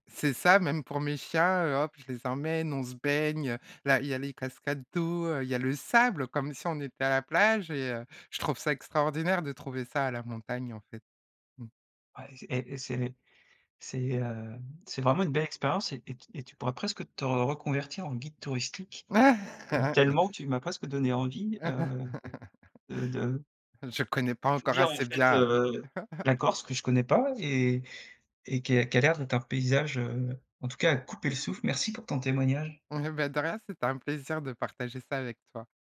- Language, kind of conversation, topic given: French, podcast, Du coup, peux-tu raconter une excursion d’une journée près de chez toi ?
- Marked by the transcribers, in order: stressed: "sable"; laugh; chuckle; other background noise; chuckle; stressed: "couper le souffle"